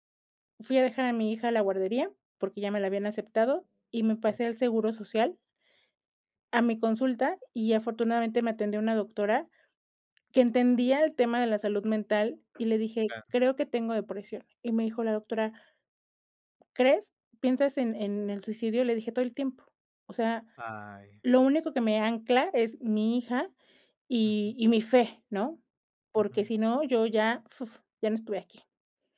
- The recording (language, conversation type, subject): Spanish, podcast, ¿Cuál es la mejor forma de pedir ayuda?
- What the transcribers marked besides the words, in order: none